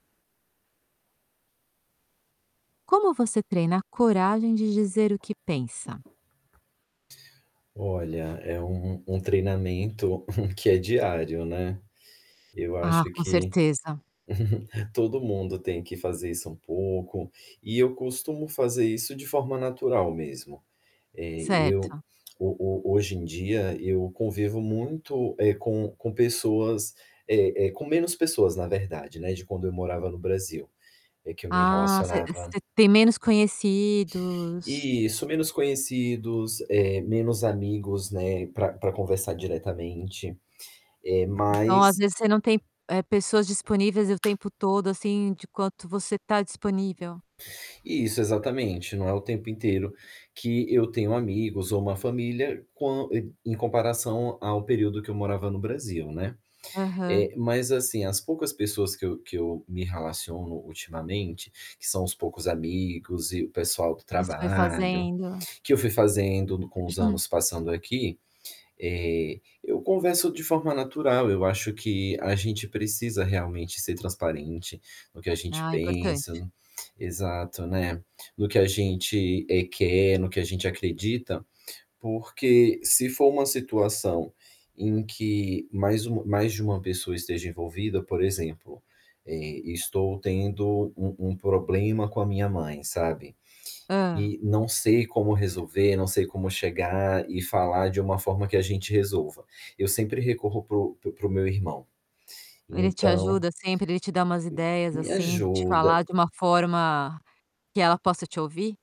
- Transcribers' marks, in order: other background noise; static; chuckle; chuckle; tapping; throat clearing
- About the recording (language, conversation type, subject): Portuguese, podcast, Como você treina a coragem de dizer o que pensa?